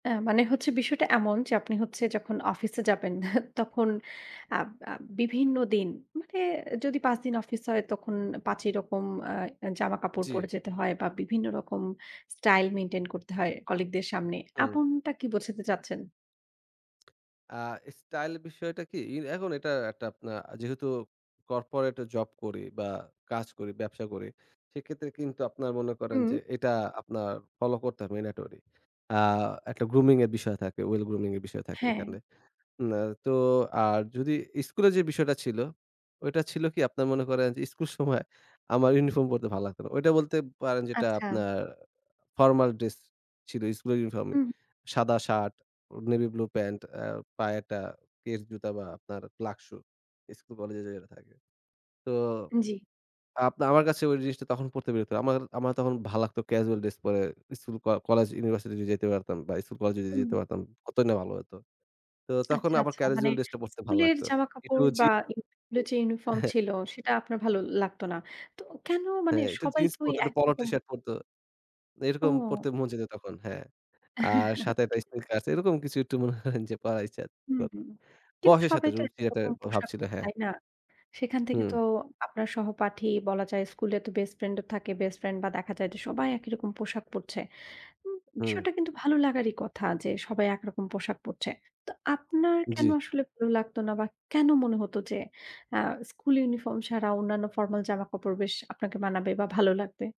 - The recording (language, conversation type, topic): Bengali, podcast, স্কুল বা অফিসের ইউনিফর্ম আপনার পরিচয়ে কীভাবে প্রভাব ফেলে?
- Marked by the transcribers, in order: chuckle; horn; in English: "mandatory"; in English: "well"; in English: "keds"; in English: "shoe"; "casual" said as "কেরজুয়াল"; unintelligible speech; chuckle; chuckle; laughing while speaking: "মনে করেন"